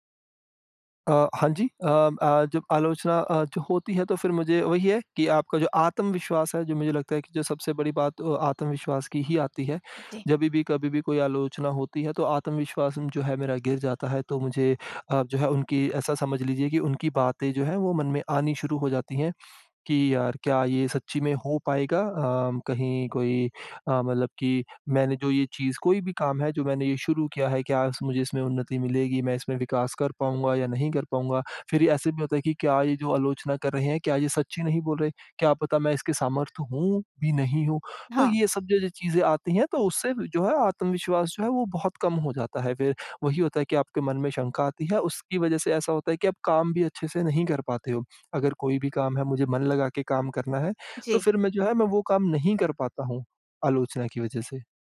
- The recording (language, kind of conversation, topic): Hindi, advice, विकास के लिए आलोचना स्वीकार करने में मुझे कठिनाई क्यों हो रही है और मैं क्या करूँ?
- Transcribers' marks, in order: none